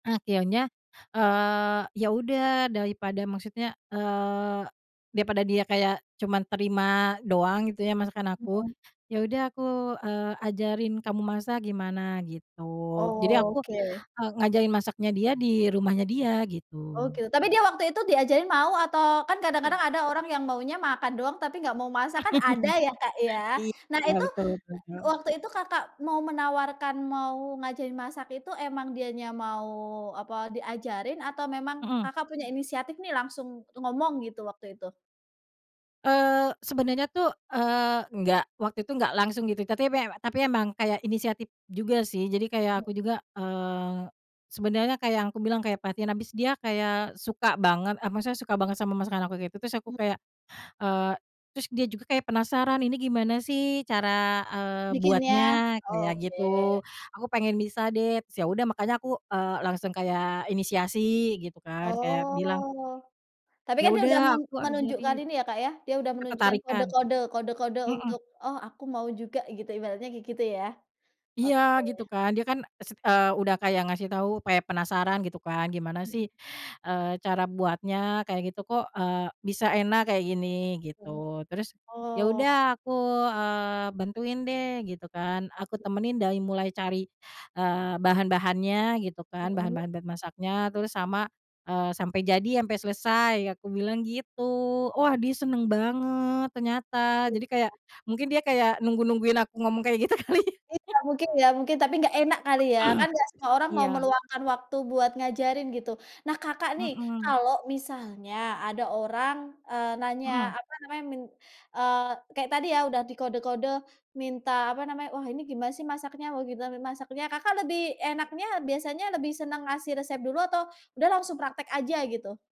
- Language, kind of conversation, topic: Indonesian, podcast, Bagaimana kamu mengajarkan orang lain memasak sebagai bentuk perhatian?
- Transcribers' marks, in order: unintelligible speech; other background noise; chuckle; unintelligible speech; drawn out: "Oh"; "kayak" said as "payak"; stressed: "banget"; unintelligible speech; laughing while speaking: "kali ya"; throat clearing; unintelligible speech